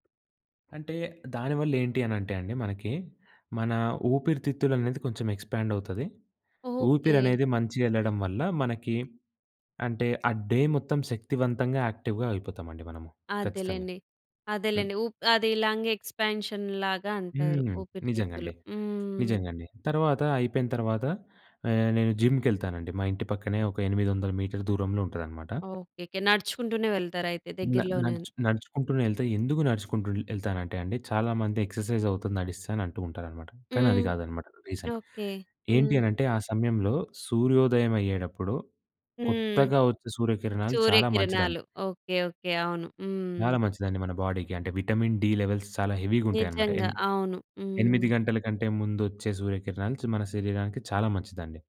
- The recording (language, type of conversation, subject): Telugu, podcast, మీ కెరీర్‌లో ఆరోగ్యకరమైన పని–జీవితం సమతుల్యత ఎలా ఉండాలని మీరు భావిస్తారు?
- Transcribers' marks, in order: in English: "ఎక్స్‌పాండ్"; in English: "డే"; in English: "యాక్టివ్‌గా"; in English: "లంగ్ ఎక్స్‌పాన్షన్"; in English: "జిమ్‌కె‌ళ్తానండి"; in English: "ఎక్సర్‌సైజ్"; in English: "రీజన్"; in English: "బాడీకి"; in English: "విటమిన్ డి లెవెల్స్"